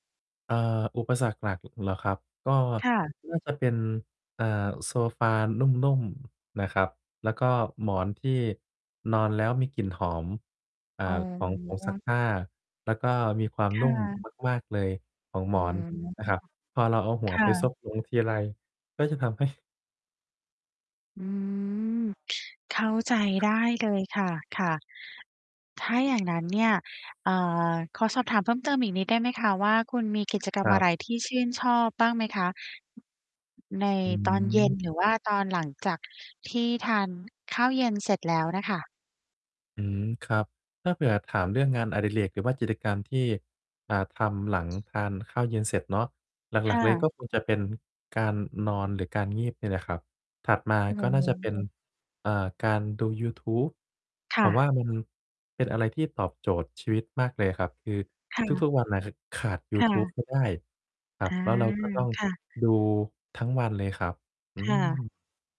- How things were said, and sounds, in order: mechanical hum; distorted speech; other background noise; laughing while speaking: "ให้"; static; stressed: "ขาด"
- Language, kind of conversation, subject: Thai, advice, ฉันจะสร้างนิสัยอะไรได้บ้างเพื่อให้มีความคืบหน้าอย่างต่อเนื่อง?